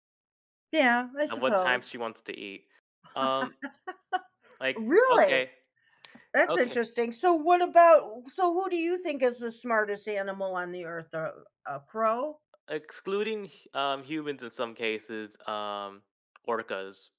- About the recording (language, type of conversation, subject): English, unstructured, How might understanding animal communication change the way we relate to other species?
- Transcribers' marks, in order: laugh; surprised: "Really?"; other background noise